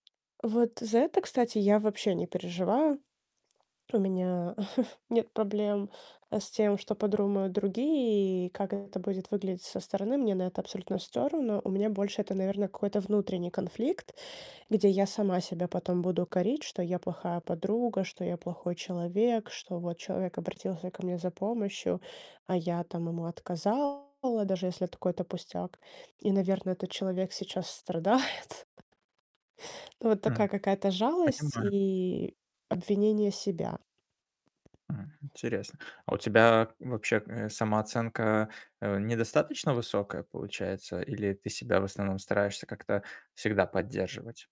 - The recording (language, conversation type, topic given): Russian, advice, Как научиться отказывать друзьям, если я постоянно соглашаюсь на их просьбы?
- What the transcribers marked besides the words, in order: tapping; other background noise; chuckle; "подумают" said as "подрумают"; distorted speech; laughing while speaking: "страдает"